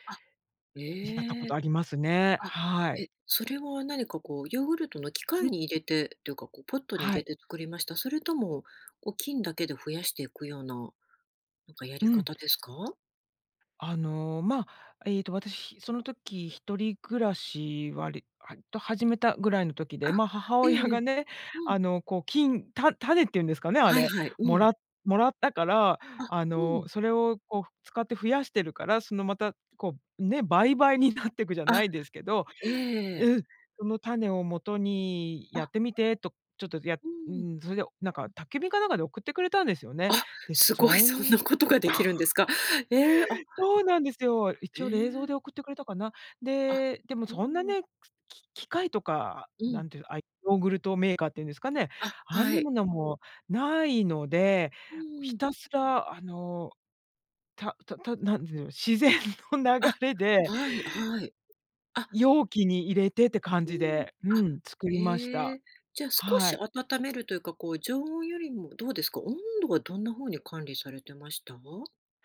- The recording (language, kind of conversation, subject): Japanese, podcast, 自宅で発酵食品を作ったことはありますか？
- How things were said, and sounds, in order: laughing while speaking: "母親がね"; laughing while speaking: "倍々に なってく"; laughing while speaking: "すごいそんなことができるんですか？"; laugh; other background noise; laughing while speaking: "自然の流れで"